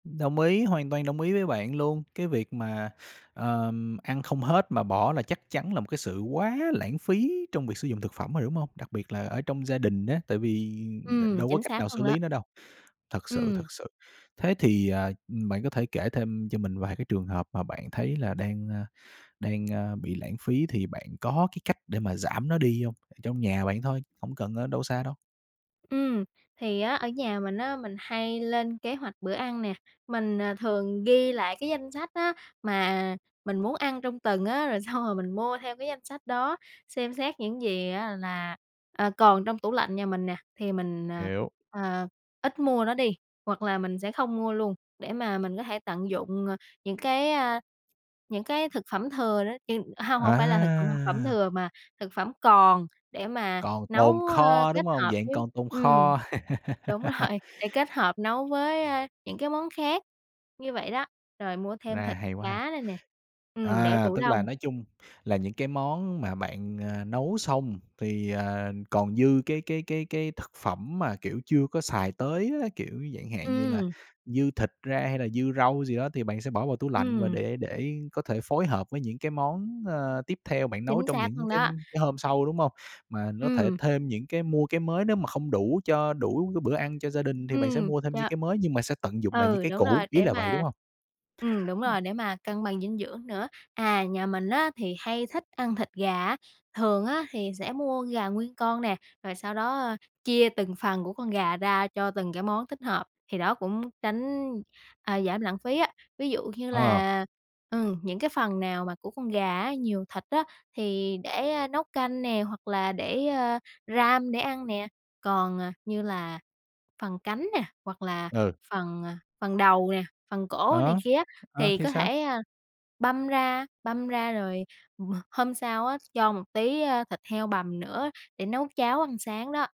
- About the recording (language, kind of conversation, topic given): Vietnamese, podcast, Bạn có cách nào để giảm lãng phí thực phẩm hằng ngày không?
- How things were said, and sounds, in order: tapping; laughing while speaking: "xong"; unintelligible speech; laugh; laughing while speaking: "rồi"; other background noise